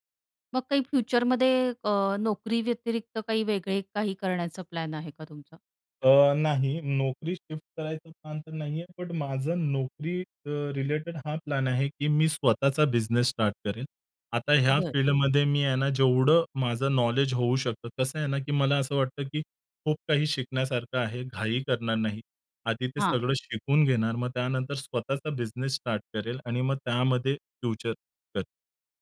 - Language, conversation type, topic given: Marathi, podcast, तुम्हाला तुमच्या पहिल्या नोकरीबद्दल काय आठवतं?
- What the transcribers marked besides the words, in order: in English: "शिफ्ट"; other background noise